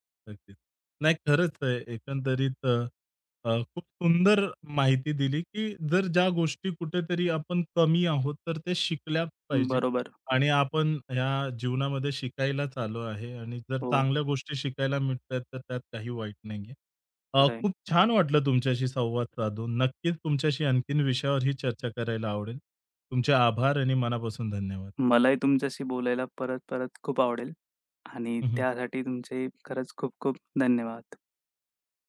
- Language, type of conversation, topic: Marathi, podcast, परदेशात लोकांकडून तुम्हाला काय शिकायला मिळालं?
- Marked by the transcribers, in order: other background noise